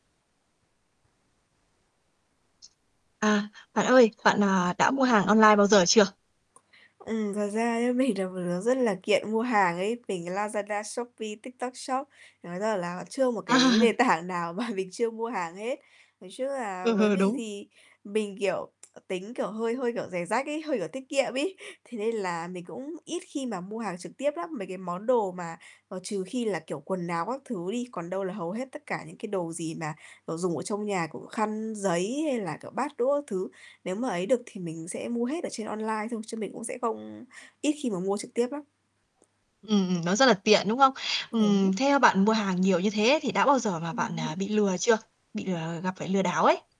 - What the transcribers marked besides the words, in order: tapping; static; laughing while speaking: "mình"; laughing while speaking: "tảng nào mà"; laughing while speaking: "À"; other background noise; tsk; distorted speech
- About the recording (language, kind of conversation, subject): Vietnamese, podcast, Bạn làm thế nào để tránh bị lừa đảo khi mua hàng trực tuyến?